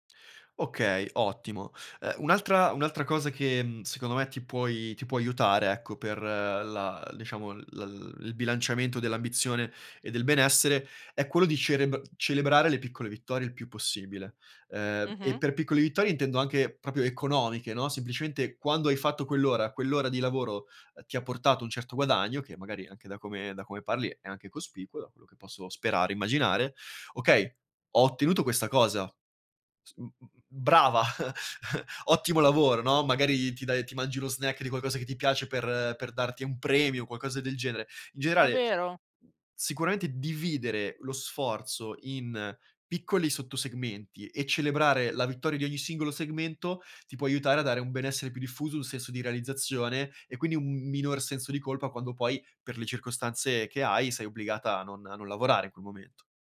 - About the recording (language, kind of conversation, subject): Italian, advice, Come posso bilanciare la mia ambizione con il benessere quotidiano senza esaurirmi?
- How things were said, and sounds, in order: "proprio" said as "propio"; laugh; other background noise